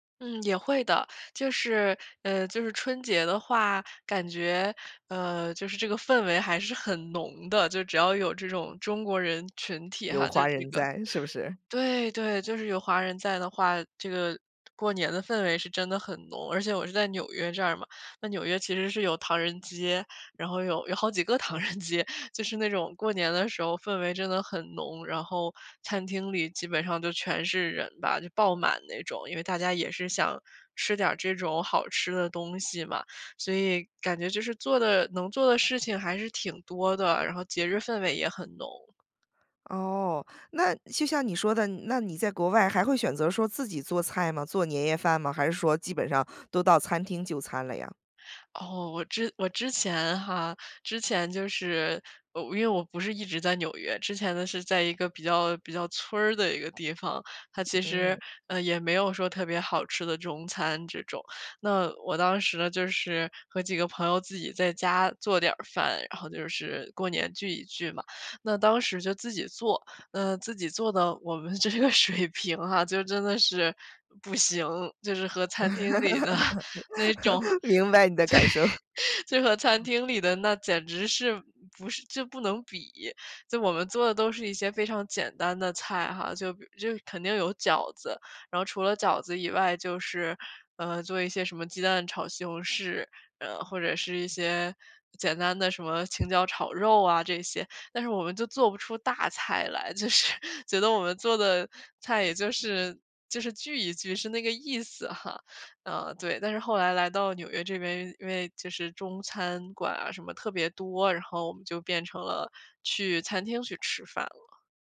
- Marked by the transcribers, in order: other background noise; laughing while speaking: "唐人街"; laughing while speaking: "这个水平啊"; laugh; laughing while speaking: "的"; laughing while speaking: "对"; laughing while speaking: "就是"
- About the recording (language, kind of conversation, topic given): Chinese, podcast, 能分享一次让你难以忘怀的节日回忆吗？